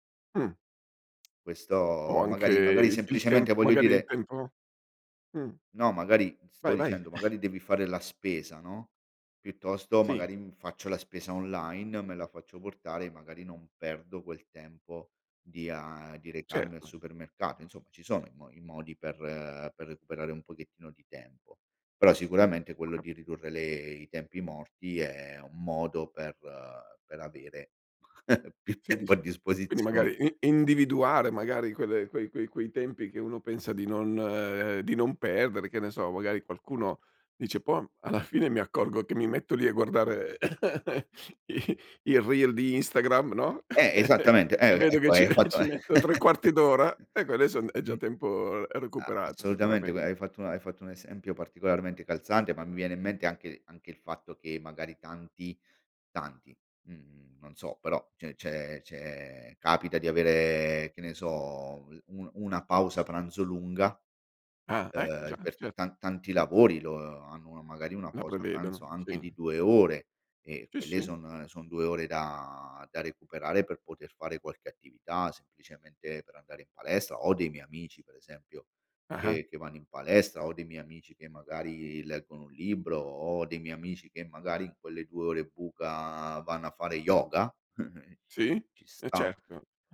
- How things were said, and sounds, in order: cough; tapping; chuckle; other background noise; chuckle; chuckle
- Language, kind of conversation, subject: Italian, podcast, Come trovi il tempo per imparare qualcosa di nuovo?